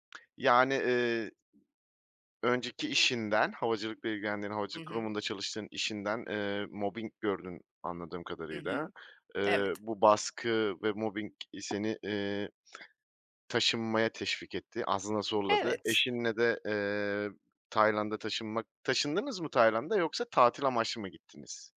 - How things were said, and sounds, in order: other background noise; tapping
- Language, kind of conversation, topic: Turkish, podcast, Hayatını değiştiren karar hangisiydi?